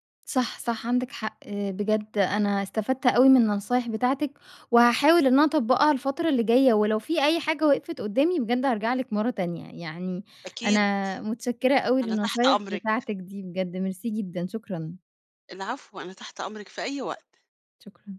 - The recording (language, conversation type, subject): Arabic, advice, ليه مش قادر تلتزم بروتين تمرين ثابت؟
- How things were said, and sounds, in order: other background noise